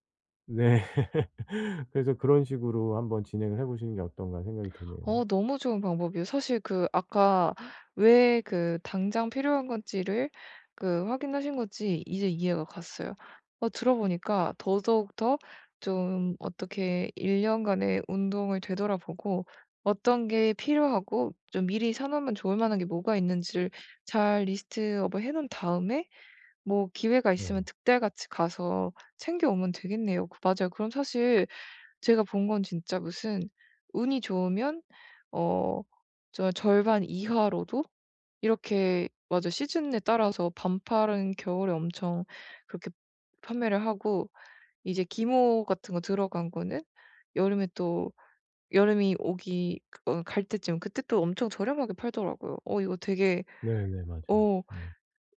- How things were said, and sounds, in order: laughing while speaking: "네"; laugh; tapping; in English: "리스트업을"
- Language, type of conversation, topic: Korean, advice, 예산이 한정된 상황에서 어떻게 하면 좋은 선택을 할 수 있을까요?